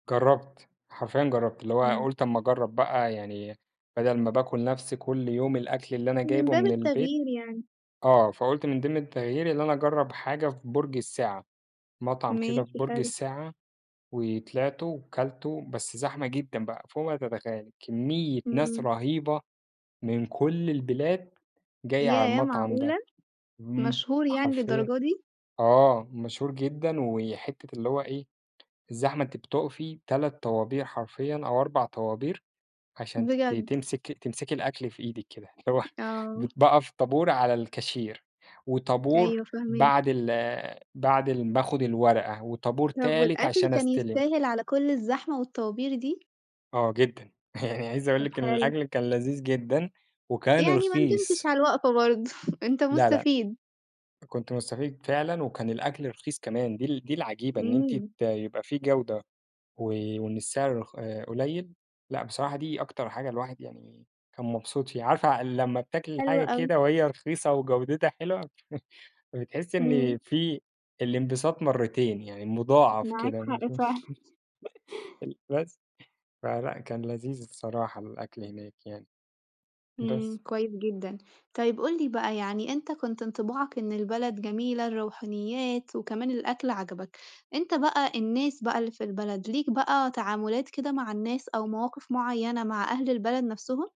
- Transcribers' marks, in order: chuckle; in English: "الcashier"; tapping; laugh; chuckle; chuckle; chuckle; laugh
- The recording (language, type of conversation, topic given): Arabic, podcast, احكيلي عن أول مرة سافرت لوحدك؟